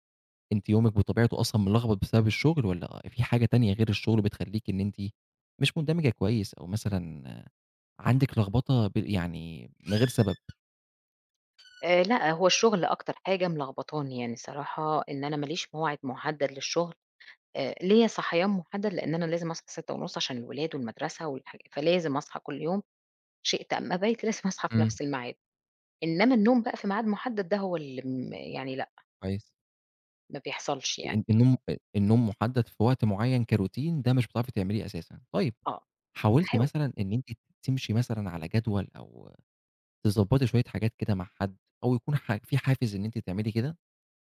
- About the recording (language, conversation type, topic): Arabic, podcast, إزاي بتنظّم نومك عشان تحس بنشاط؟
- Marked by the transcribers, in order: other background noise; laughing while speaking: "لازم أصحى في نفس الميعاد"; in English: "كroutine"